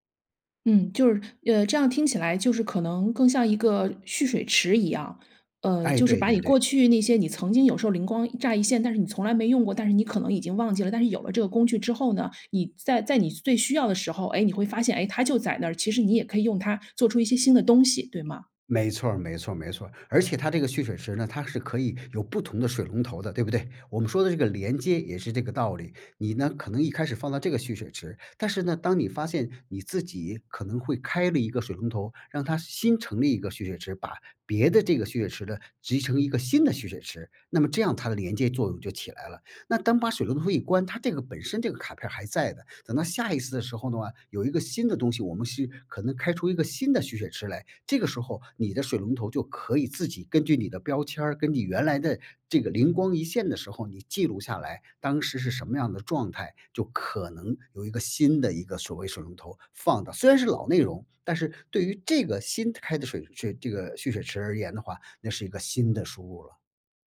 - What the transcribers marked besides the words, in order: none
- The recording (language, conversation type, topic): Chinese, podcast, 你平时如何收集素材和灵感？